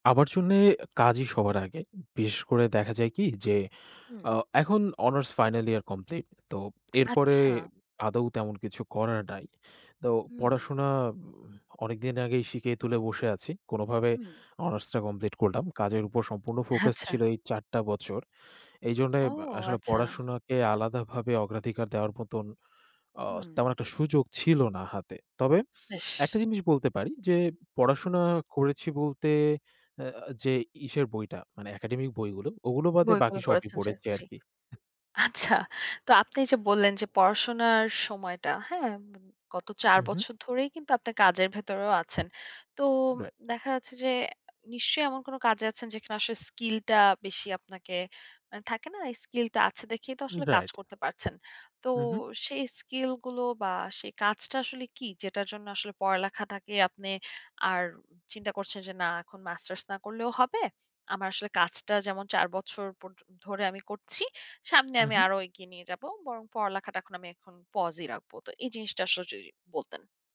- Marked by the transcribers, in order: tapping
- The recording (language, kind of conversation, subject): Bengali, podcast, পড়াশোনা নাকি কাজ—তুমি কীভাবে অগ্রাধিকার রাখো?